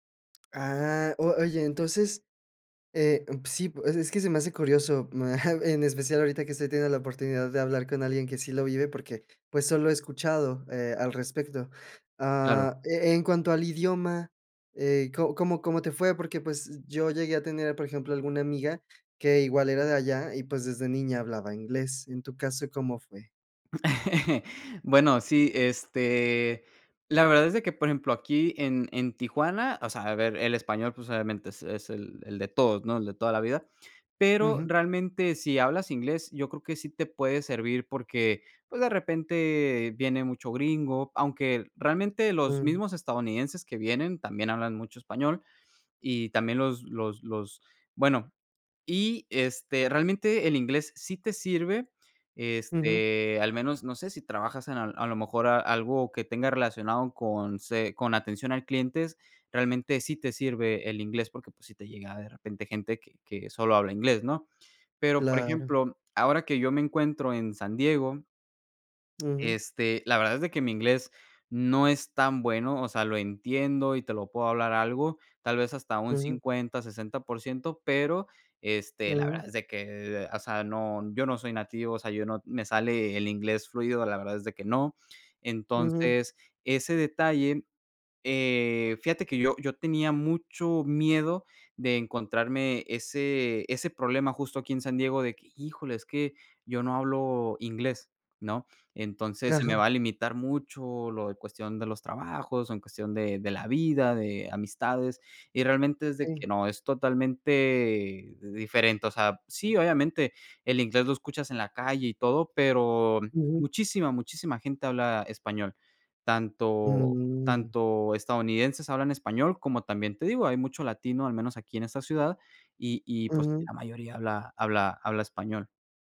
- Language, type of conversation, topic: Spanish, podcast, ¿Qué cambio de ciudad te transformó?
- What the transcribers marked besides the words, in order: tapping; chuckle; chuckle